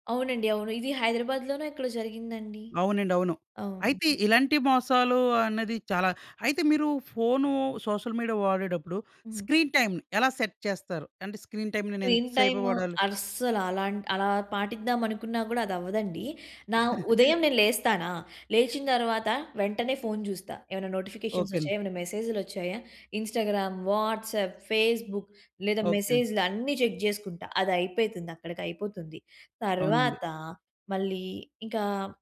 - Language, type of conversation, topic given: Telugu, podcast, సామాజిక మాధ్యమాలు మీ రోజును ఎలా ప్రభావితం చేస్తాయి?
- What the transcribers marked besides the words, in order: in English: "సోషల్ మీడియా"; in English: "స్క్రీన్ టైమ్‌ని"; in English: "సెట్"; in English: "స్క్రీన్ టైమ్‌ని"; chuckle; in English: "నోటిఫికేషన్స్"; in English: "ఇన్స్టాగ్రామ్, వాట్సాప్, ఫేస్‌బుక్"; in English: "చెక్"